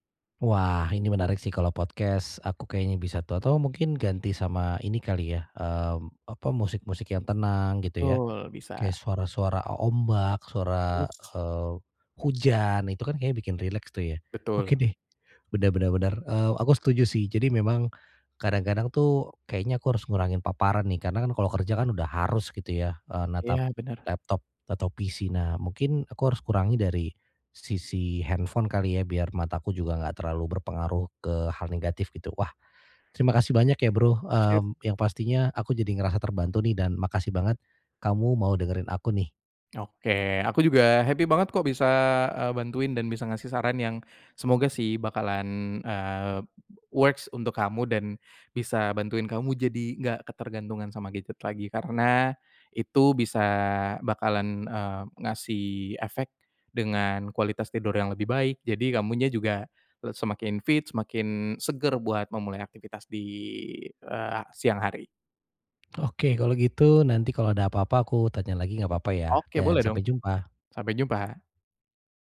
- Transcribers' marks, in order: in English: "podcast"; in English: "happy"; in English: "works"
- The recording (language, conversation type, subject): Indonesian, advice, Bagaimana cara tidur lebih nyenyak tanpa layar meski saya terbiasa memakai gawai di malam hari?